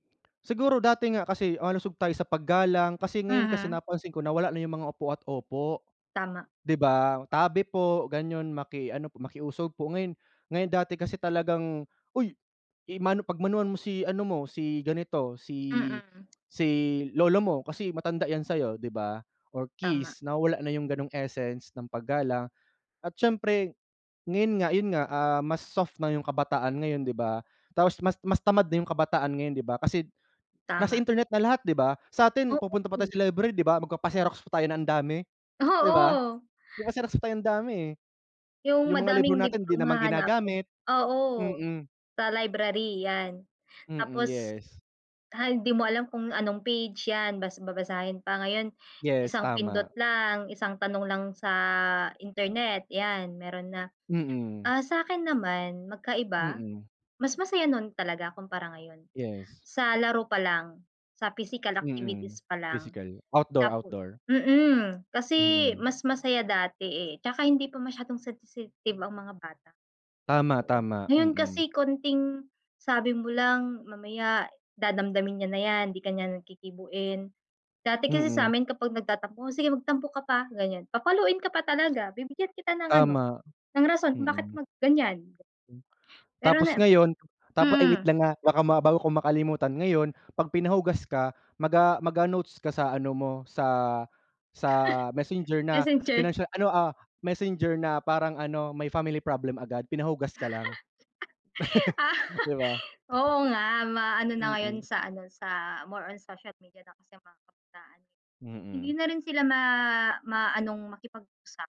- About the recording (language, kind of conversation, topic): Filipino, unstructured, Ano ang pinakamasayang karanasan mo noong kabataan mo?
- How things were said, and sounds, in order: other background noise; laugh; laugh